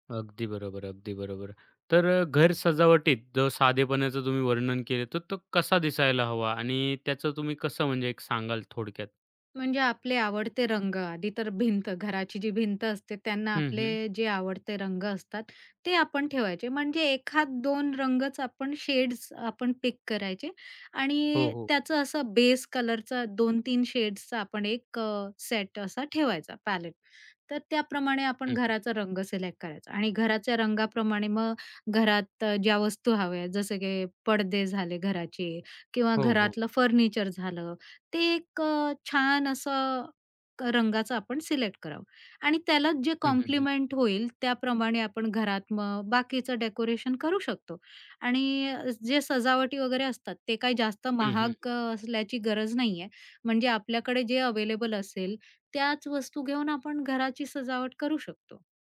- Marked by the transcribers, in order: other background noise; in English: "बेस"; in English: "पॅलेट"; tapping
- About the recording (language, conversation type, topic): Marathi, podcast, घर सजावटीत साधेपणा आणि व्यक्तिमत्त्व यांचे संतुलन कसे साधावे?